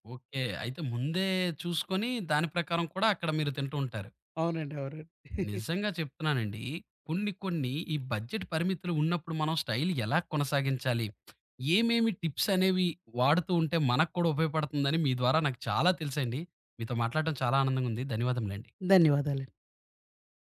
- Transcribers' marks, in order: chuckle; in English: "బడ్జెట్"; in English: "స్టైల్"; other background noise; in English: "టిప్స్"
- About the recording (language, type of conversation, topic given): Telugu, podcast, బడ్జెట్ పరిమితి ఉన్నప్పుడు స్టైల్‌ను ఎలా కొనసాగించాలి?